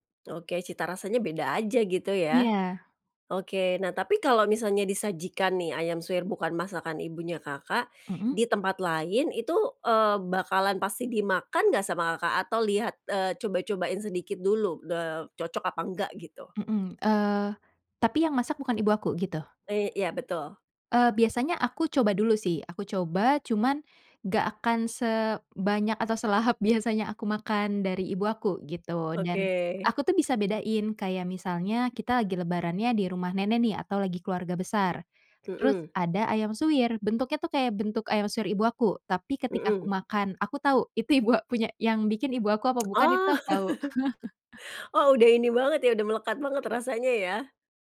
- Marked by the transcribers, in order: tsk; chuckle
- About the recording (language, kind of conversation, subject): Indonesian, podcast, Apa tradisi makanan yang selalu ada di rumahmu saat Lebaran atau Natal?
- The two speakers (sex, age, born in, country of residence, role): female, 25-29, Indonesia, Indonesia, guest; female, 45-49, Indonesia, Indonesia, host